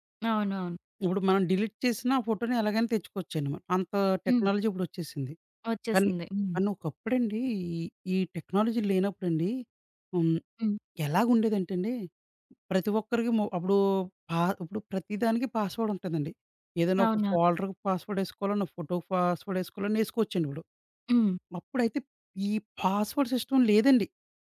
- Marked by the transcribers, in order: other background noise; in English: "డిలీట్"; in English: "టెక్నాలజీ"; in English: "టెక్నాలజీ"; in English: "పాస్‌వర్డ్"; in English: "ఫోల్డర్‌కి పాస్‌వర్డ్"; in English: "పాస్‌వర్డ్ సిస్టమ్"
- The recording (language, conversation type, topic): Telugu, podcast, ప్లేలిస్టుకు పేరు పెట్టేటప్పుడు మీరు ఏ పద్ధతిని అనుసరిస్తారు?